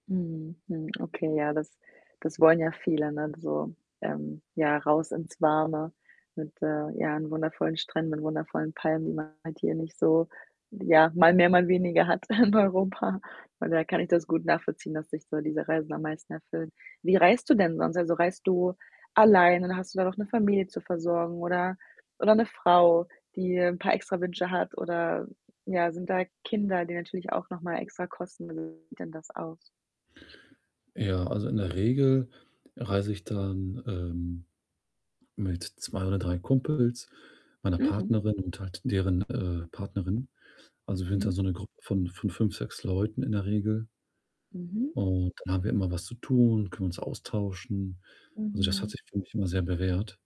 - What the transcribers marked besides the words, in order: static; distorted speech; snort; laughing while speaking: "in Europa"; other background noise
- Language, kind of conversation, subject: German, advice, Wie kann ich mein Reisebudget besser verwalten, wenn die Ausgaben ständig steigen?